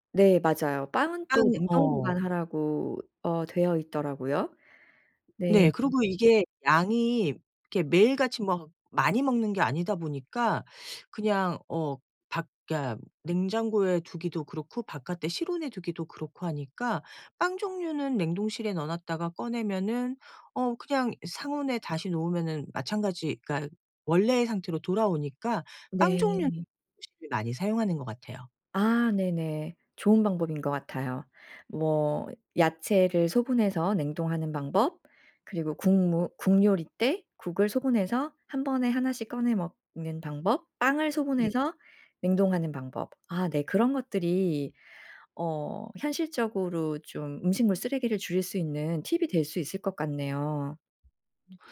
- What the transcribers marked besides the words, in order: other background noise; unintelligible speech; tapping
- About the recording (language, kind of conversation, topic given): Korean, podcast, 음식물 쓰레기를 줄이는 현실적인 방법이 있을까요?